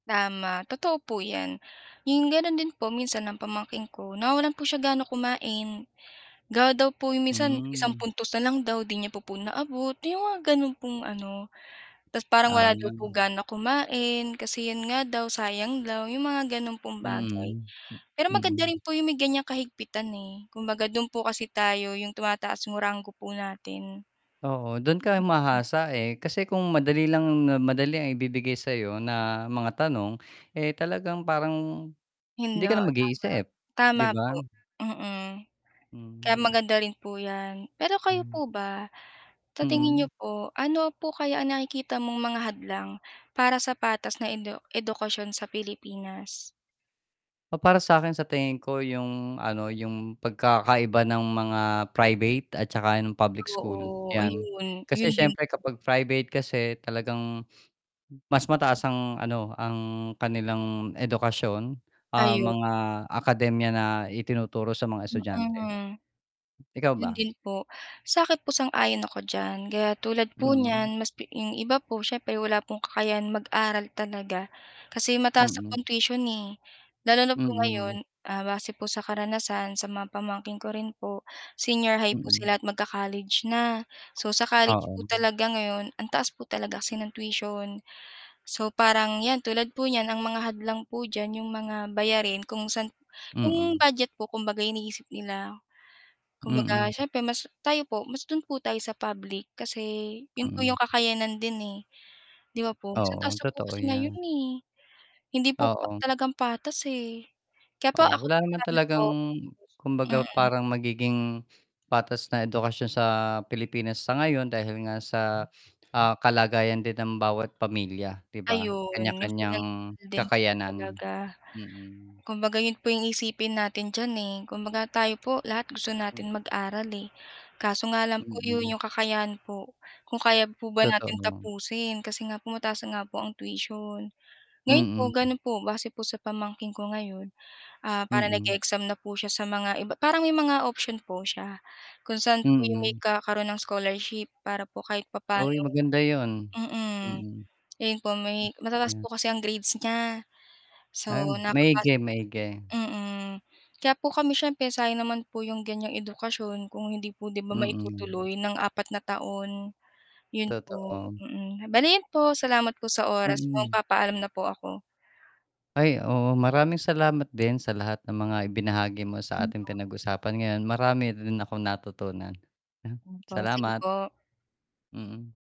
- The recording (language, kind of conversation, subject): Filipino, unstructured, Mas pabor ka ba sa klaseng online o sa harapang klase, at ano ang masasabi mo sa mahigpit na sistema ng pagmamarka at sa pantay na pagkakataon ng lahat sa edukasyon?
- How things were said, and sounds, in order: mechanical hum; tapping; static; distorted speech; other background noise; unintelligible speech; other street noise; sniff; unintelligible speech; sniff; sniff; unintelligible speech; tongue click; unintelligible speech; chuckle